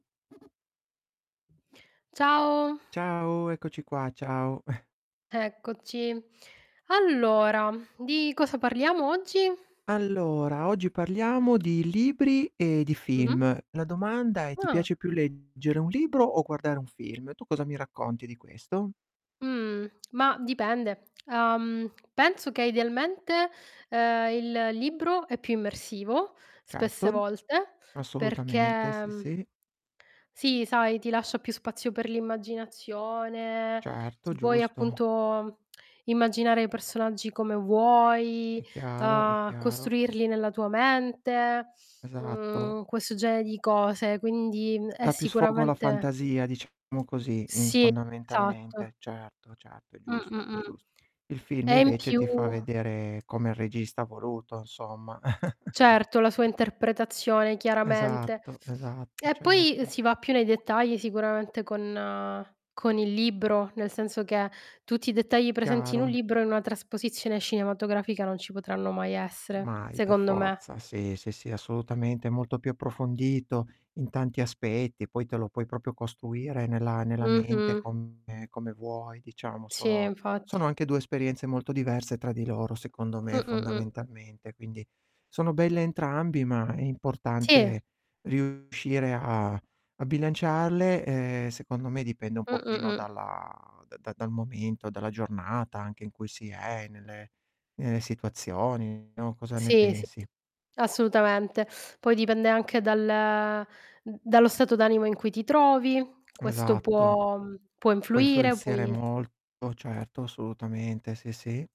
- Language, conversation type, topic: Italian, unstructured, Ti piace di più leggere un libro o guardare un film?
- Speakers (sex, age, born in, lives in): female, 35-39, Italy, Italy; male, 40-44, Italy, Italy
- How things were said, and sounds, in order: other background noise; chuckle; distorted speech; tapping; chuckle; "cinematografica" said as "scinematografica"; "proprio" said as "propio"; "costruire" said as "costuire"; drawn out: "e"; teeth sucking; drawn out: "dal"; "influenzare" said as "influenziere"